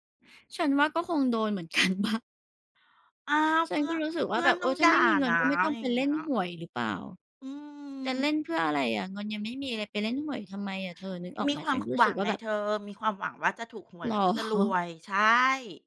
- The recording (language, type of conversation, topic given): Thai, unstructured, คุณเคยรู้สึกว่าถูกเอาเปรียบเรื่องเงินไหม?
- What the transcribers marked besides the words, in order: laughing while speaking: "กันเปล่า ?"; laughing while speaking: "เหรอ ?"